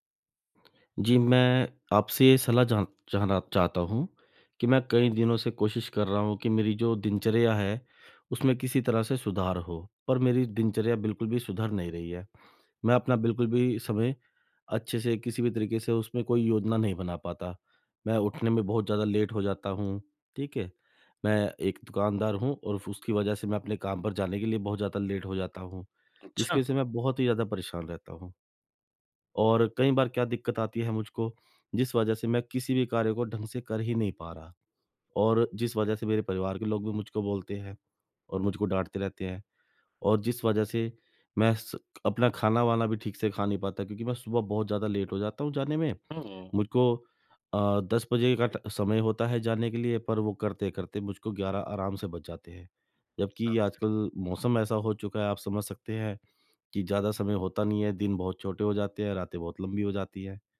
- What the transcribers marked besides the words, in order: tapping; other background noise; in English: "लेट"; in English: "लेट"; in English: "लेट"
- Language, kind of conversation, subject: Hindi, advice, यात्रा या सप्ताहांत के दौरान मैं अपनी दिनचर्या में निरंतरता कैसे बनाए रखूँ?